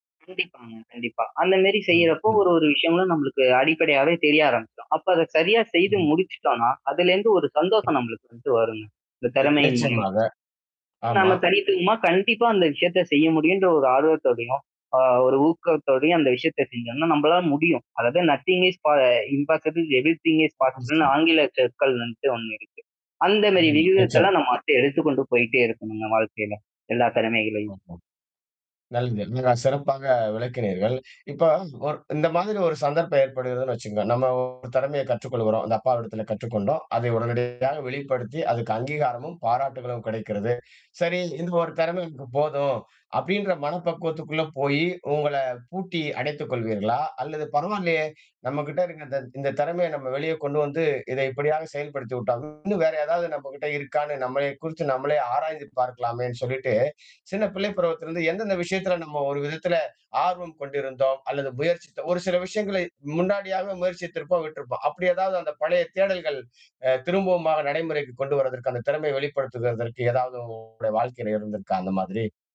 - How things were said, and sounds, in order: throat clearing; "மாரி" said as "மேரி"; other background noise; mechanical hum; "தனித்துவமா" said as "தனித்துயமா"; other noise; in English: "நத்திங் ஸ் பா இம் பாசிபில் எவ்ரி திங் ஸ் பாசிபிள்ன்னு"; unintelligible speech; unintelligible speech; distorted speech; static
- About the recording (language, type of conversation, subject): Tamil, podcast, புதிய திறமை ஒன்றை கற்றுக்கொள்ளத் தொடங்கும்போது நீங்கள் எப்படித் தொடங்குகிறீர்கள்?